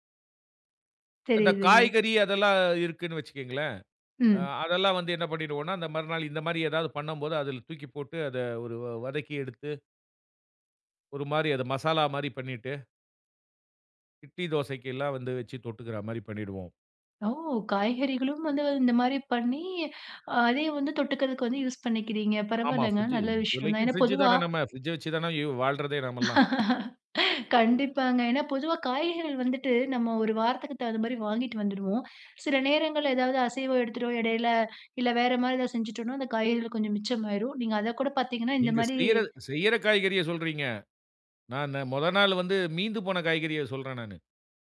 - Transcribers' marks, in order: inhale; "இப்போதைக்கு" said as "இப்போலைக்கு"; laugh; inhale; "நாம" said as "நம்ம"; inhale
- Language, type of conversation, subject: Tamil, podcast, மிச்சமான உணவை புதிதுபோல் சுவையாக மாற்றுவது எப்படி?